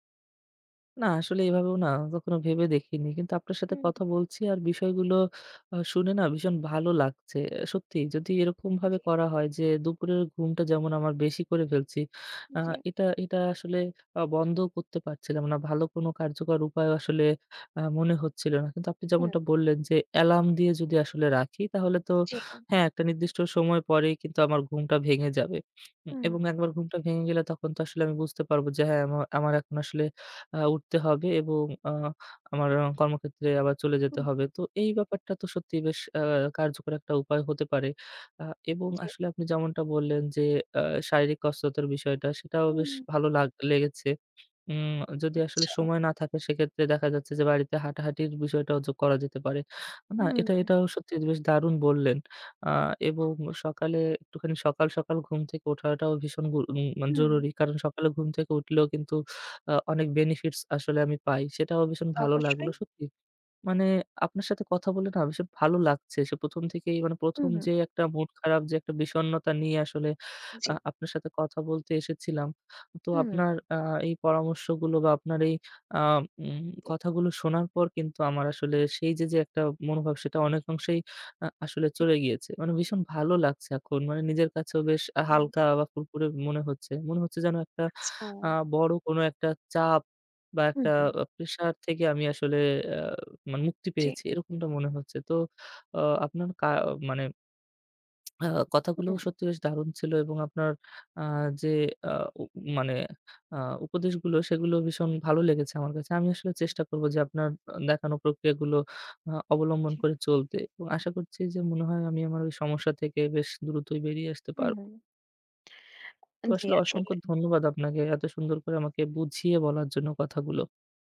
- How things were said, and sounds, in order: other background noise; tapping; "যোগ" said as "জোক"; lip smack
- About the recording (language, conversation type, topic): Bengali, advice, দুপুরের ঘুমানোর অভ্যাস কি রাতের ঘুমে বিঘ্ন ঘটাচ্ছে?